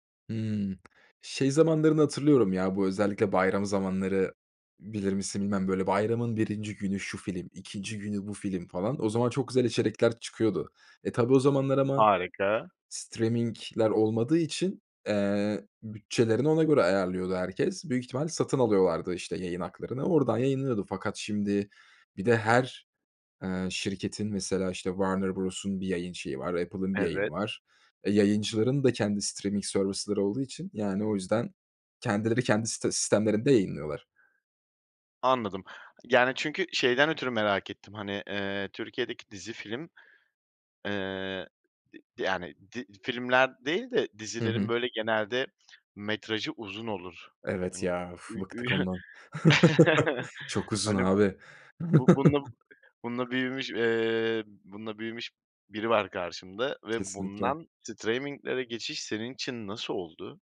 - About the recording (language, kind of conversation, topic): Turkish, podcast, Sence geleneksel televizyon kanalları mı yoksa çevrim içi yayın platformları mı daha iyi?
- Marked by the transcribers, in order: tapping; in English: "streaming'ler"; in English: "streaming service'ları"; chuckle; chuckle; other background noise; in English: "straming'lere"